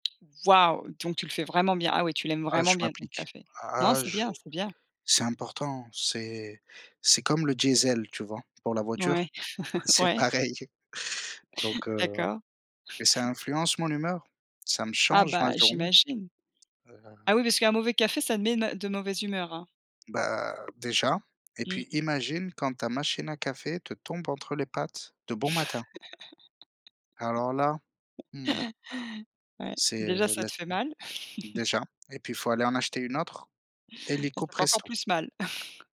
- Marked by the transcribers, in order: stressed: "Waouh"; other animal sound; chuckle; other background noise; tapping; laugh; chuckle; chuckle
- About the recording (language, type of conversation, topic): French, unstructured, Préférez-vous le café ou le thé pour commencer votre journée ?